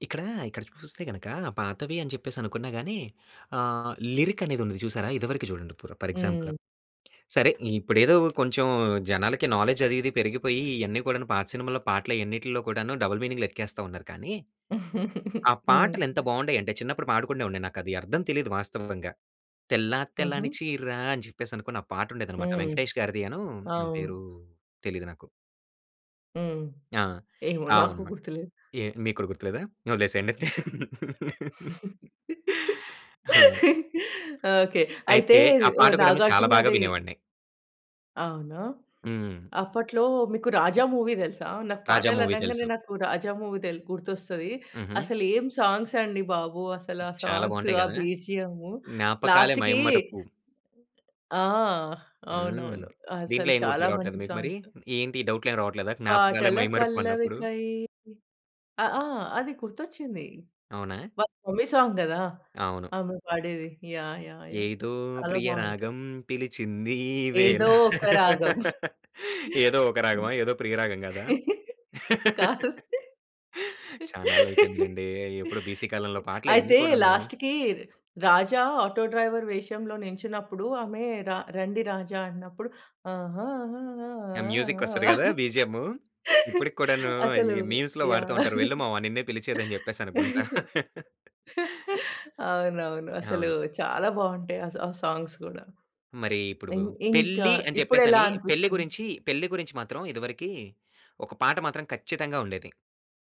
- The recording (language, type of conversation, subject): Telugu, podcast, మీకు గుర్తున్న మొదటి సంగీత జ్ఞాపకం ఏది, అది మీపై ఎలా ప్రభావం చూపింది?
- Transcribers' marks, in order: in English: "లిరిక్"; in English: "ఫర్ ఎగ్జాంపుల్"; in English: "నాలెడ్జ్"; in English: "డబుల్"; giggle; singing: "తెల్ల తెల్లని చీర"; laugh; in English: "మూవీ"; in English: "మూవీ"; in English: "మూవీ"; in English: "సాంగ్స్"; other background noise; in English: "సాంగ్స్"; in English: "లాస్ట్‌కి"; other noise; tapping; in English: "మమ్మీ సాంగ్"; singing: "ఏదో ప్రియ రాగం పిలిచింది వేలా"; laugh; laugh; in English: "లాస్ట్‌కి"; in English: "ఆటో డ్రైవర్"; in English: "బీసీ"; singing: "ఆ ఆ ఆ ఆ ఆ ఆ ఆ ఆ ఆ"; in English: "మ్యూజిక్"; chuckle; laugh; in English: "మీమ్స్‌లో"; chuckle; in English: "సాంగ్స్"